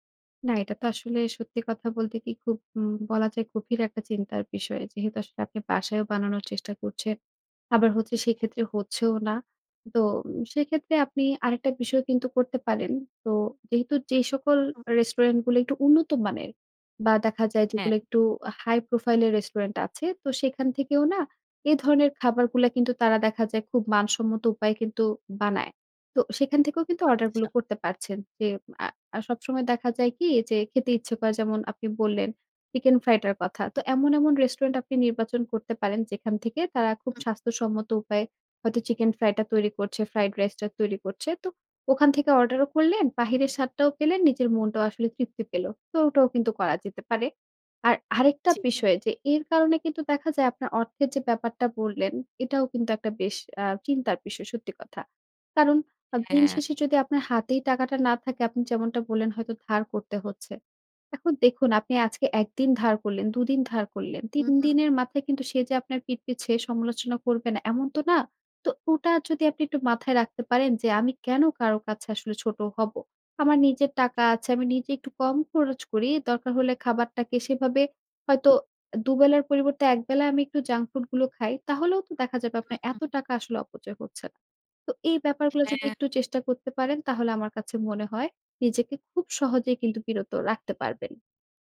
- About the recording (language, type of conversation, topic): Bengali, advice, জাঙ্ক ফুড থেকে নিজেকে বিরত রাখা কেন এত কঠিন লাগে?
- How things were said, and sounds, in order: in English: "high profile"; in English: "জাঙ্ক ফুড"